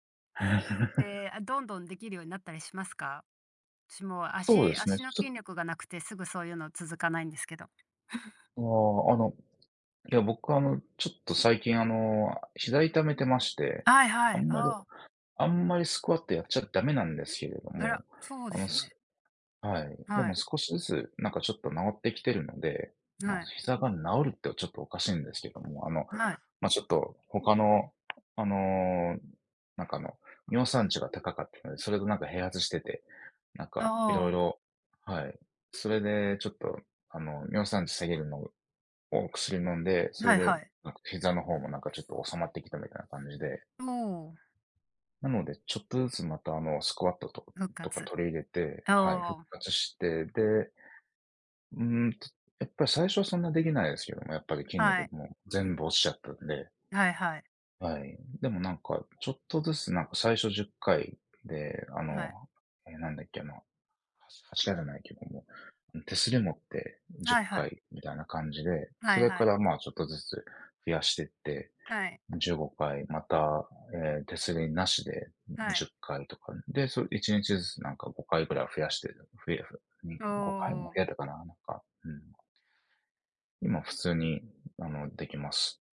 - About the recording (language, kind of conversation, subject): Japanese, unstructured, 運動をすると、どんな気持ちになりますか？
- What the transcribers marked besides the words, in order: chuckle; other background noise; chuckle